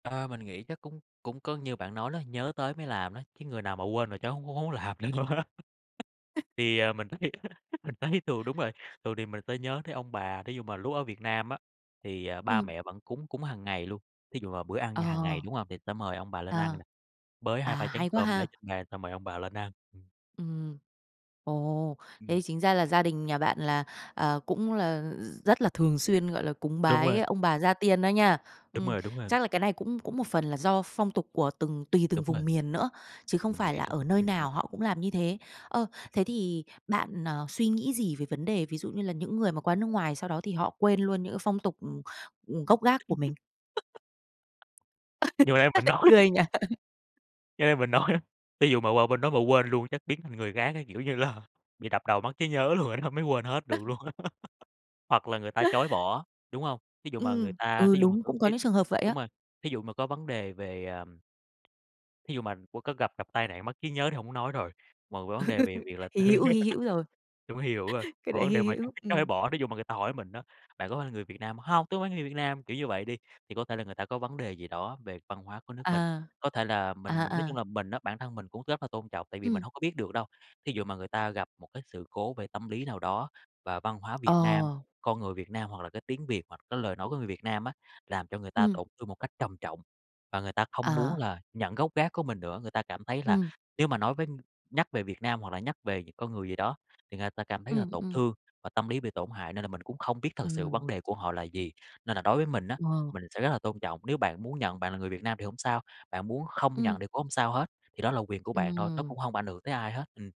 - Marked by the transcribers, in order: laughing while speaking: "nữa luôn á"; other noise; laughing while speaking: "mình thấy á"; tapping; laugh; laugh; laughing while speaking: "nói"; laugh; laughing while speaking: "nói á"; laughing while speaking: "là"; chuckle; unintelligible speech; laugh; unintelligible speech; laugh; unintelligible speech; chuckle
- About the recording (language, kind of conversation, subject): Vietnamese, podcast, Bạn đã lớn lên giữa hai nền văn hóa như thế nào?